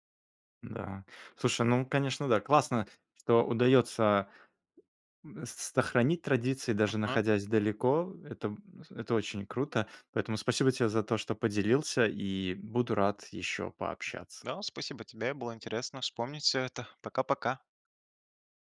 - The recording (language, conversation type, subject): Russian, podcast, Как вы сохраняете родные обычаи вдали от родины?
- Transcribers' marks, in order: none